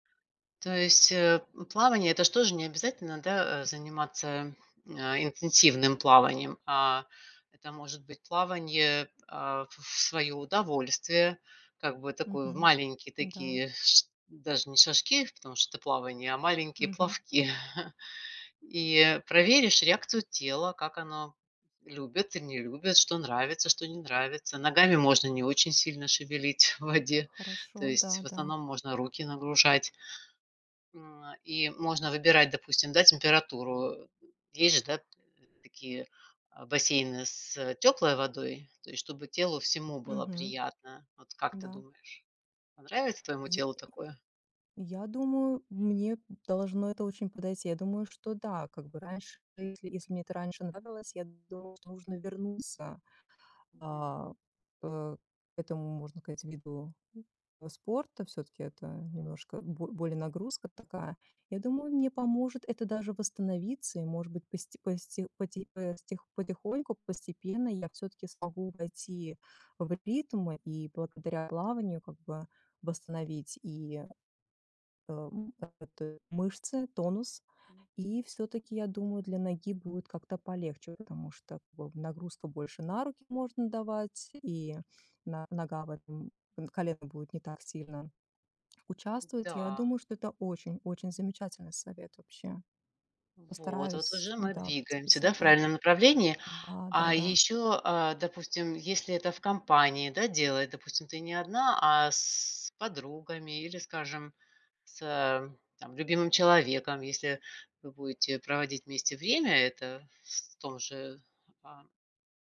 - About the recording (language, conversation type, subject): Russian, advice, Как постоянная боль или травма мешает вам регулярно заниматься спортом?
- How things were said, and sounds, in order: other noise; chuckle; tapping; other background noise